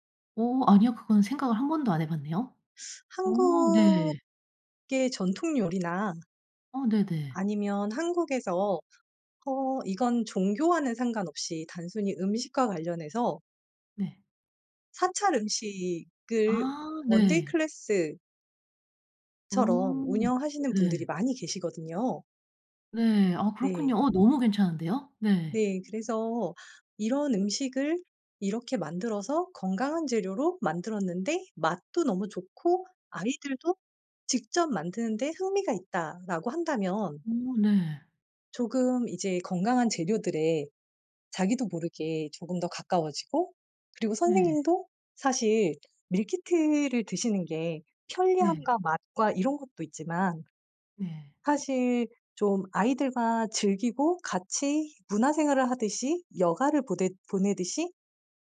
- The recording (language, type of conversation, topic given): Korean, advice, 바쁜 일상에서 가공식품 섭취를 간단히 줄이고 식습관을 개선하려면 어떻게 해야 하나요?
- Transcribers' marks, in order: teeth sucking; tapping; in English: "one-day class"; other background noise; in English: "meal kit를"